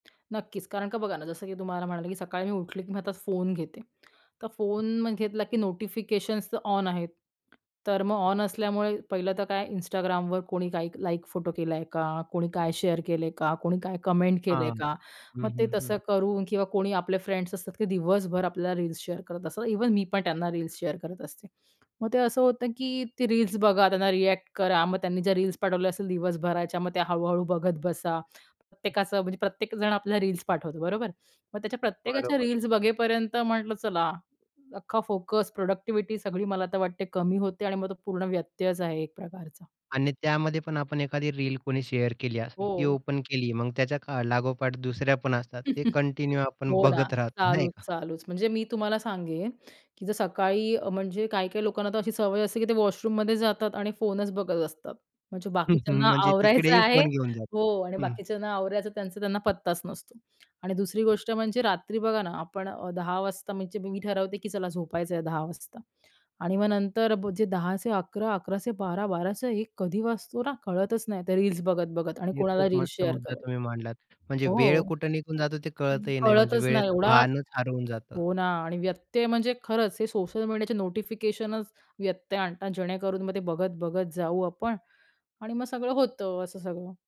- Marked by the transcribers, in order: tapping; in English: "शेअर"; in English: "कमेंट"; other background noise; in English: "शेअर"; in English: "शेअर"; in English: "प्रोडक्टिव्हिटी"; in English: "शेअर"; in English: "ओपन"; chuckle; in English: "कंटिन्यू"; in English: "वॉशरूममध्ये"; other noise; in English: "शेअर"; unintelligible speech
- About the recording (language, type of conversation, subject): Marathi, podcast, फोन आणि सामाजिक माध्यमांमुळे होणारे व्यत्यय तुम्ही कसे हाताळता?